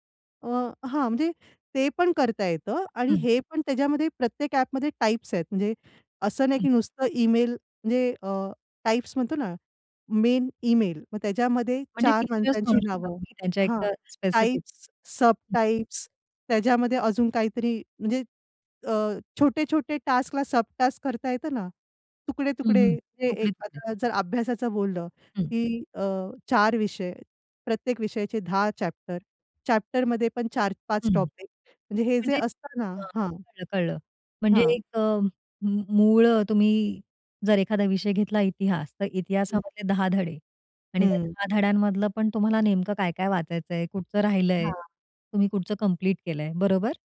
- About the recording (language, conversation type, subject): Marathi, podcast, कुठल्या कामांची यादी तयार करण्याच्या अनुप्रयोगामुळे तुमचं काम अधिक सोपं झालं?
- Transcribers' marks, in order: in English: "मेन"; in English: "फीचर्स"; in English: "स्पेसिफिक"; other background noise; in English: "टास्कला सब टास्क"; in English: "चॅप्टर, चॅप्टरमध्ये"; in English: "टॉपिक"; in English: "कंप्लीट"